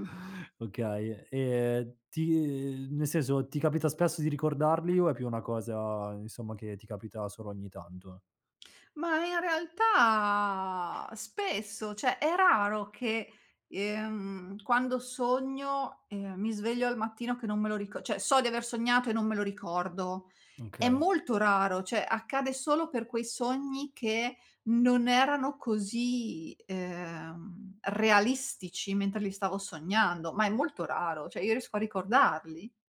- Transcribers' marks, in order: drawn out: "realtà"; other background noise; drawn out: "ehm"; "cioè" said as "ceh"; drawn out: "ehm"
- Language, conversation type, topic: Italian, podcast, Che ruolo ha il sonno nel tuo equilibrio mentale?